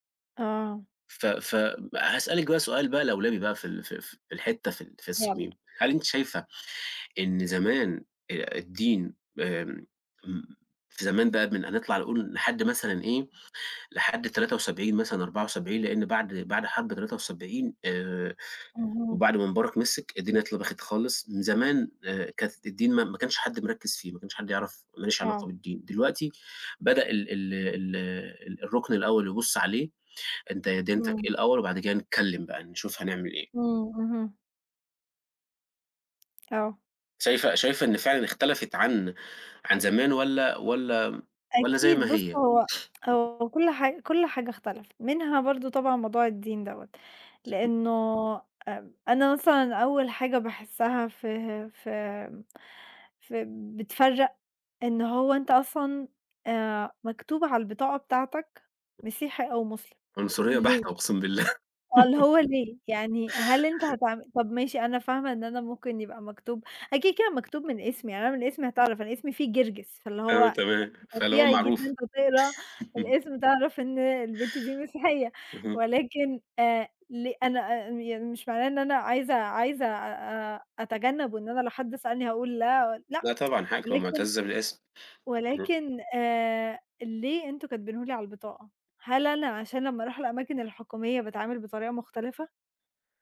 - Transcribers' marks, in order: unintelligible speech; tapping; other background noise; unintelligible speech; giggle; laugh; laugh; tsk
- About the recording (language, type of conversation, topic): Arabic, unstructured, هل الدين ممكن يسبب انقسامات أكتر ما بيوحّد الناس؟
- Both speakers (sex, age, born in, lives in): female, 20-24, Egypt, Romania; male, 30-34, Egypt, Portugal